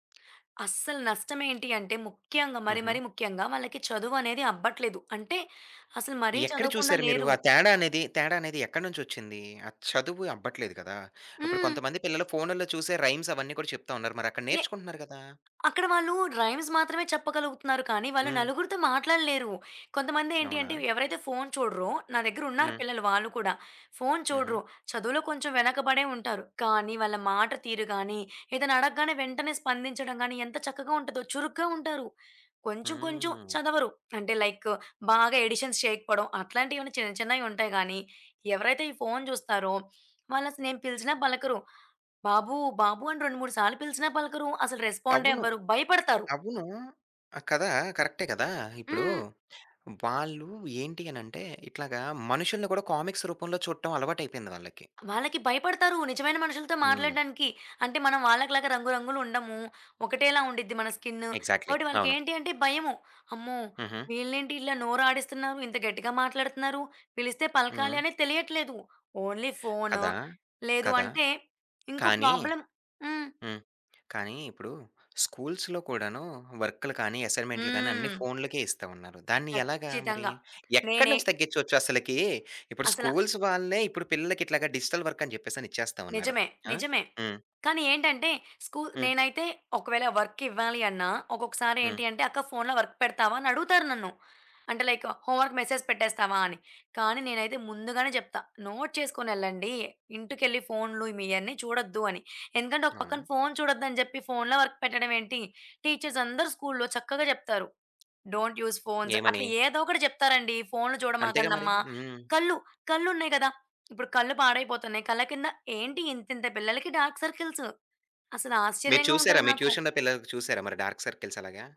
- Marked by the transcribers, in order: tapping; in English: "రైమ్స్"; other background noise; in English: "రైమ్స్"; in English: "లైక్"; in English: "ఎడిషన్స్"; in English: "కామిక్స్"; in English: "ఎగ్జాక్ట్‌లీ"; in English: "స్కిన్"; in English: "ఓన్లీ"; in English: "స్కూల్స్‌లో"; in English: "స్కూల్స్"; in English: "డిజిటల్ వర్క్"; in English: "వర్క్"; in English: "లైక్ హోమ్ వర్క్ మెసేజ్"; in English: "నోట్"; in English: "ఫోను"; in English: "వర్క్"; in English: "టీచర్స్"; in English: "డోంట్ యూజ్ ఫోన్స్"; in English: "డార్క్ సర్కిల్స్"; in English: "ట్యూషన్‌లో"; in English: "డార్క్ సర్కిల్స్"
- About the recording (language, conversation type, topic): Telugu, podcast, పిల్లల డిజిటల్ వినియోగాన్ని మీరు ఎలా నియంత్రిస్తారు?